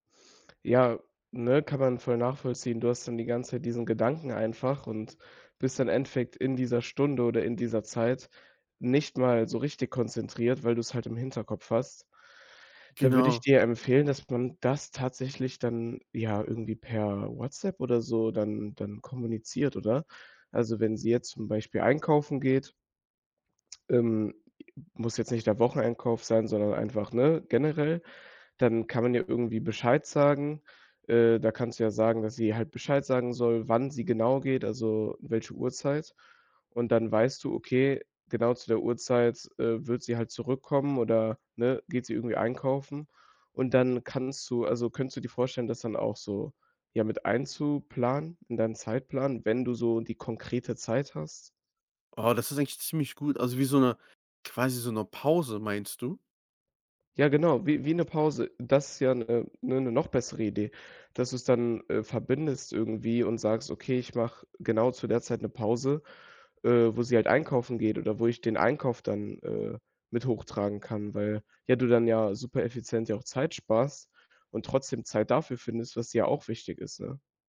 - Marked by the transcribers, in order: stressed: "dafür"
- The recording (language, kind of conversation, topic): German, advice, Wie kann ich mit häufigen Unterbrechungen durch Kollegen oder Familienmitglieder während konzentrierter Arbeit umgehen?